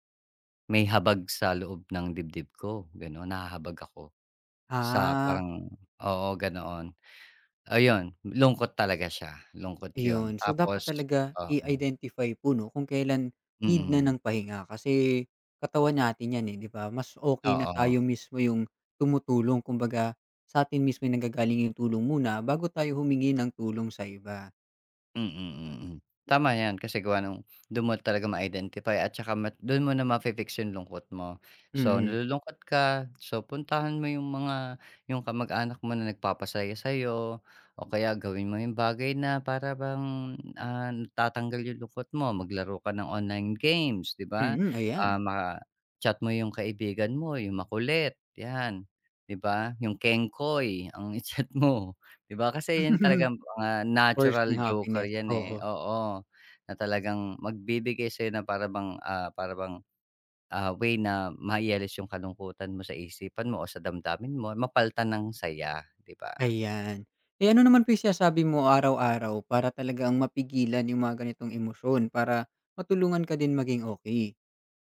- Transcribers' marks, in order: other background noise; laughing while speaking: "i-chat mo"; laugh
- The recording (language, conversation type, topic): Filipino, podcast, Anong maliit na gawain ang nakapagpapagaan sa lungkot na nararamdaman mo?